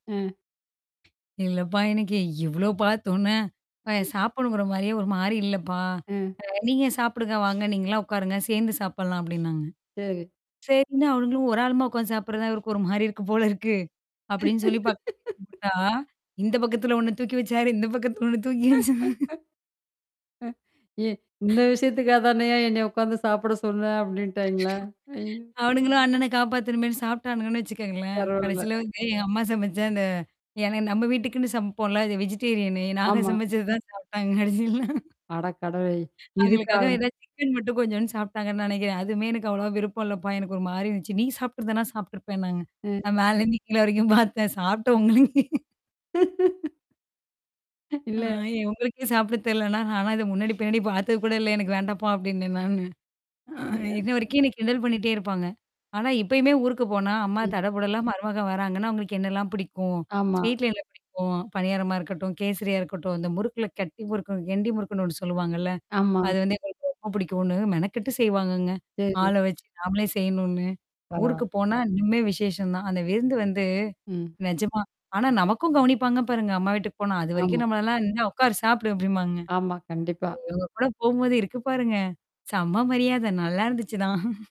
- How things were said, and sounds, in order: tapping; distorted speech; laughing while speaking: "சாப்பிடுறதான் இருக்கு ஒருமாரி இருக்கும் போல இருக்கு"; laugh; laugh; laughing while speaking: "வச்சா"; other noise; mechanical hum; laughing while speaking: "அவனுங்களும் அண்ணன காப்பாத்தணுமேன்னு சாப்ட்டானுன்னு வச்சுக்கோங்களேன்"; in English: "வெஜிடேரியனு"; laughing while speaking: "நாங்க சமைச்சது தான் சாப்பி்டாங்க கடைசில"; laughing while speaking: "நான் மேலருந்து கீழ வரைக்கும் பார்த்தேன். சாப்ட்ட உங்களுக்கே"; laugh; unintelligible speech; in English: "ஸ்வீட்ல"; laughing while speaking: "நல்லா இருந்துச்சுதான்"
- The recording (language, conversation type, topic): Tamil, podcast, அம்மா நடத்தும் வீட்டுவிருந்துகளின் நினைவுகளைப் பற்றி பகிர முடியுமா?